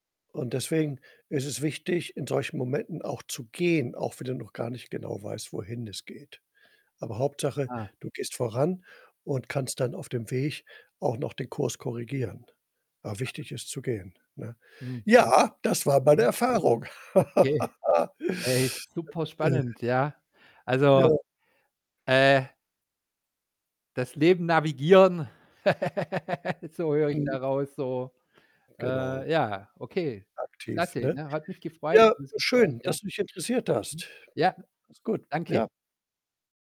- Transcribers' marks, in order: static; distorted speech; laugh; laugh
- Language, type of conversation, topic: German, podcast, Gab es in deinem Leben eine Erfahrung, die deine Sicht auf vieles verändert hat?